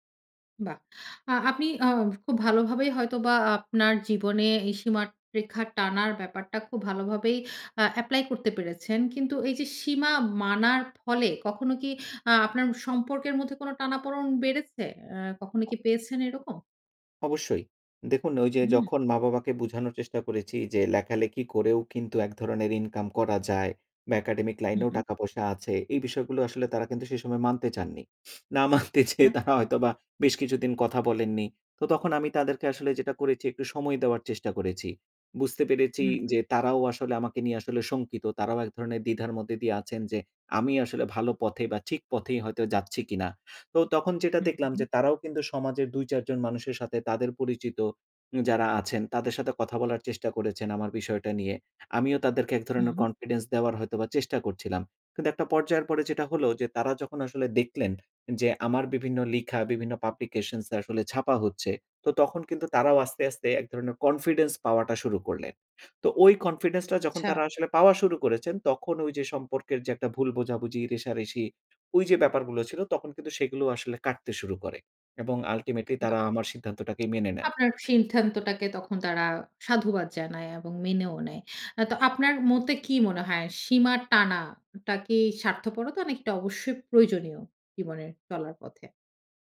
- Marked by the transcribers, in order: tapping; in English: "Academic"; other noise; laughing while speaking: "না মানতে চেয়ে তারা হয়তোবা"; in English: "publications"; in English: "Confidence"; in English: "Confidence"; in English: "Ultimately"
- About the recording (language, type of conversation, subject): Bengali, podcast, আপনি কীভাবে নিজের সীমা শনাক্ত করেন এবং সেই সীমা মেনে চলেন?